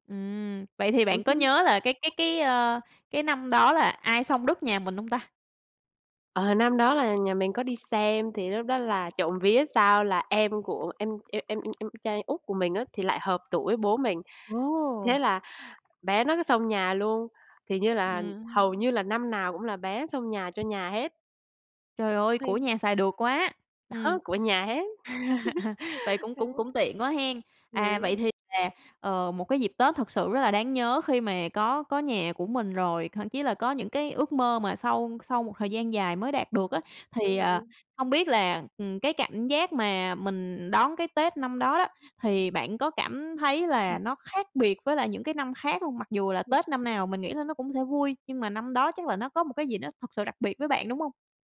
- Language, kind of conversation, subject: Vietnamese, podcast, Bạn có thể kể một kỷ niệm Tết đáng nhớ nhất ở gia đình bạn không?
- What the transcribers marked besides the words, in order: other background noise; tapping; laugh; chuckle; other noise; unintelligible speech